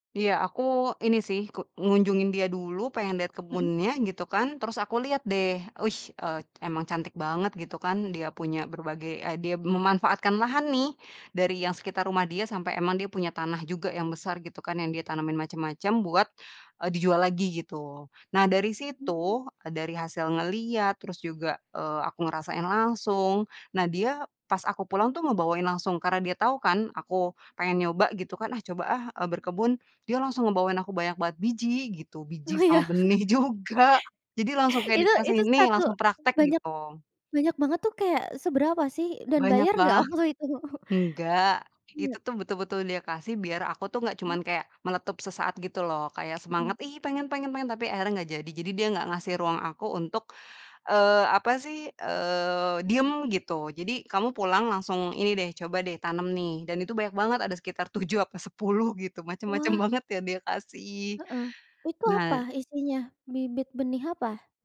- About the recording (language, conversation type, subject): Indonesian, podcast, Apa tips penting untuk mulai berkebun di rumah?
- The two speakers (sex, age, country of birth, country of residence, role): female, 20-24, Indonesia, Indonesia, host; female, 30-34, Indonesia, Indonesia, guest
- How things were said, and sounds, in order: other background noise; laughing while speaking: "Oh iya"; chuckle; laughing while speaking: "juga"; chuckle; laughing while speaking: "tujuh"; laughing while speaking: "sepuluh"